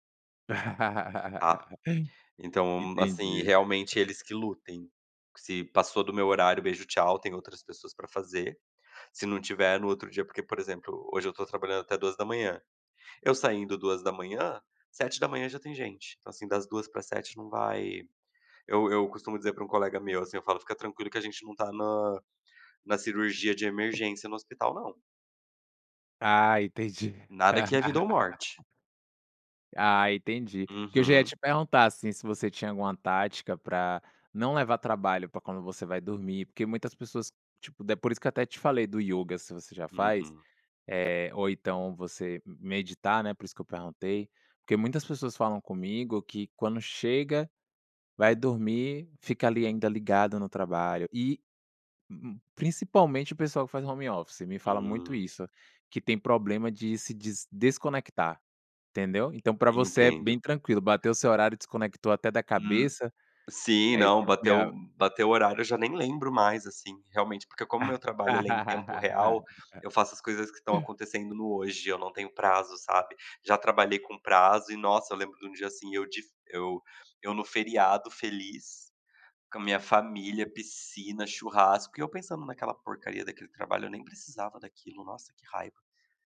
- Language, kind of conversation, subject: Portuguese, podcast, Como você estabelece limites entre trabalho e vida pessoal em casa?
- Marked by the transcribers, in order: laugh; tapping; laugh; in English: "home office"; laugh